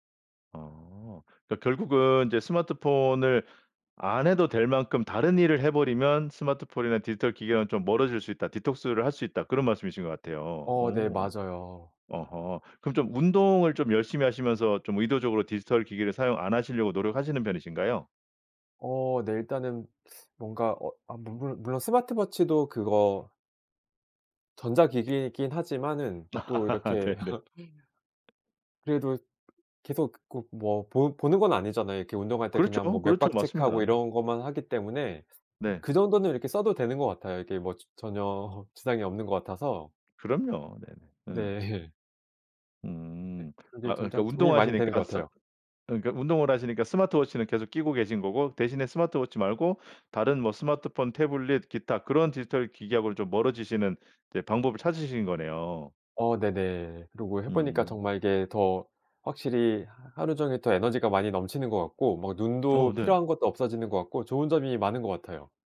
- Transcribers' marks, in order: laugh; laughing while speaking: "네네"; laugh; other background noise; tapping; laugh
- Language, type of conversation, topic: Korean, podcast, 디지털 디톡스는 어떻게 하세요?